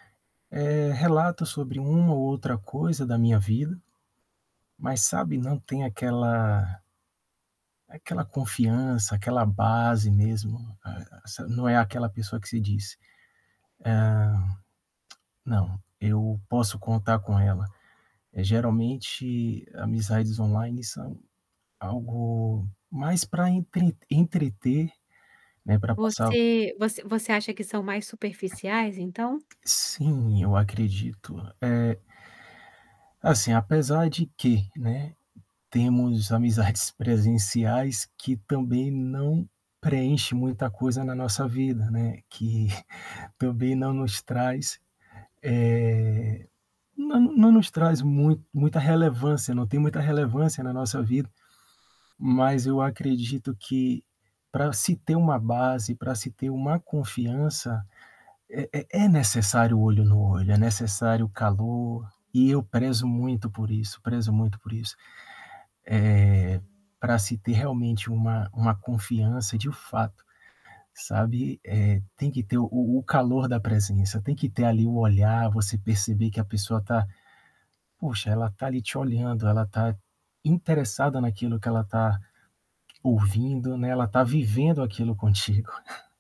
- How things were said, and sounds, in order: static; distorted speech; tongue click; tapping; chuckle; chuckle; chuckle
- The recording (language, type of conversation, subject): Portuguese, podcast, Como você diferencia amizades online de amizades presenciais?